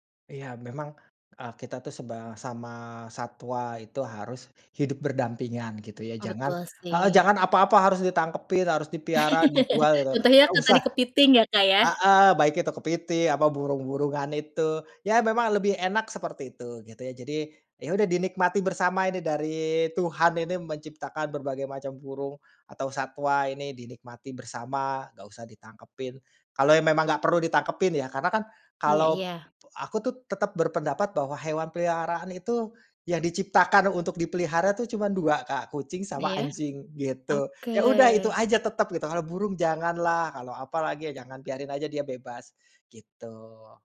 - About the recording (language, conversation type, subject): Indonesian, podcast, Bagaimana pengalamanmu bertemu satwa liar saat berpetualang?
- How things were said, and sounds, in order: angry: "heeh, jangan apa-apa harus ditangkepin, harus dipiara, dijual, gitu, nggak usah"; laugh